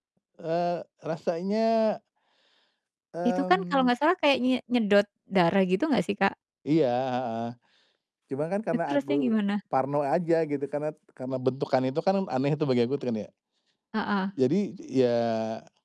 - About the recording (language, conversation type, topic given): Indonesian, podcast, Kapan kamu pernah benar-benar takjub saat melihat pemandangan alam?
- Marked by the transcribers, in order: none